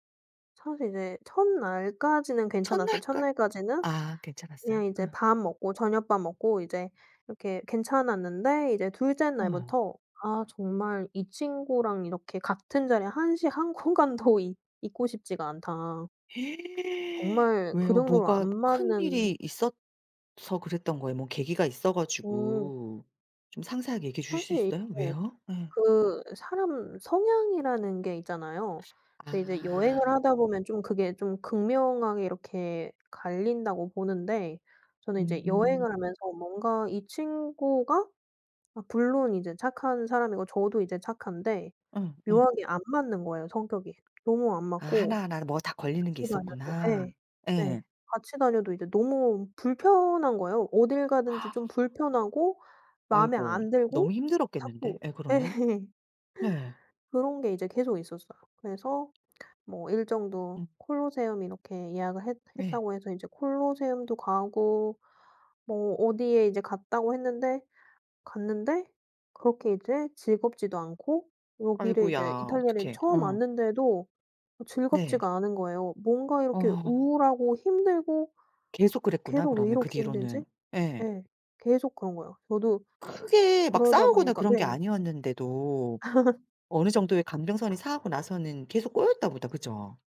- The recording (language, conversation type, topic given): Korean, podcast, 가장 기억에 남는 여행 이야기를 들려주실래요?
- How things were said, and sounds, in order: laughing while speaking: "공간도"; gasp; other background noise; tapping; gasp; laughing while speaking: "예"; laugh; laugh